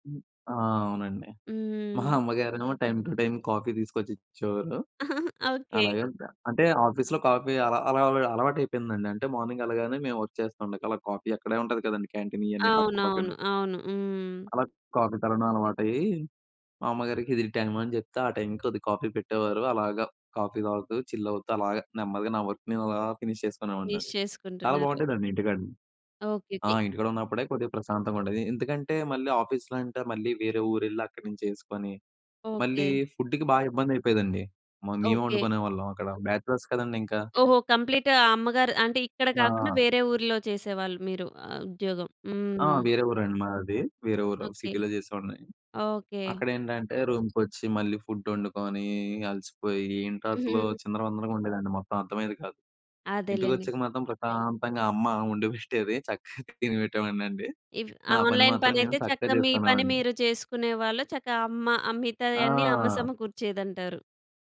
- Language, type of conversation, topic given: Telugu, podcast, ఆన్లైన్‌లో పని చేయడానికి మీ ఇంట్లోని స్థలాన్ని అనుకూలంగా ఎలా మార్చుకుంటారు?
- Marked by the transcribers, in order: other noise; in English: "టైమ్ టు టైమ్ కాఫీ"; in English: "ఆఫీస్‌లో కాఫీ"; giggle; in English: "మార్నింగ్"; in English: "వర్క్"; in English: "కాఫీ"; in English: "క్యాంటీన్"; in English: "కాఫీ"; in English: "కాఫీ"; in English: "కాఫీ"; in English: "చిల్"; in English: "వర్క్"; in English: "ఫినిష్"; in English: "మిస్"; in English: "ఆఫీస్‌లో"; in English: "ఫుడ్‌కి"; in English: "బ్యాచలర్స్"; in English: "కంప్లీట్‌గా"; tapping; in English: "సిటీ‌లో"; in English: "ఫుడ్"; chuckle; in English: "ఆన్లైన్"